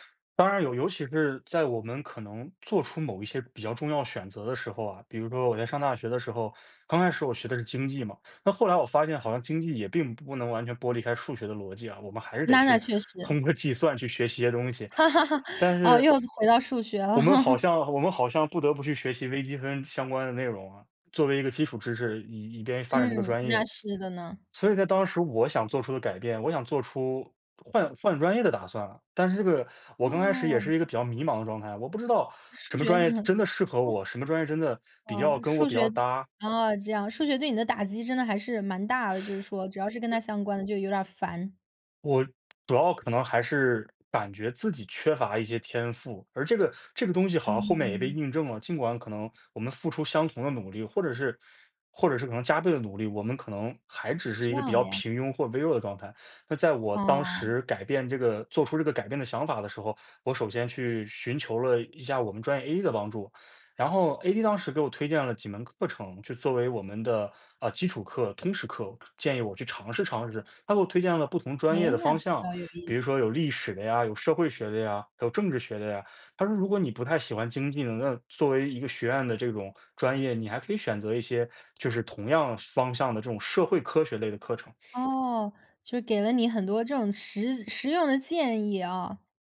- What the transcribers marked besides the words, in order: laughing while speaking: "通过计算"; laugh; laugh; laughing while speaking: "得"
- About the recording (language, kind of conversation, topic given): Chinese, podcast, 你在面对改变时，通常怎么缓解那种害怕？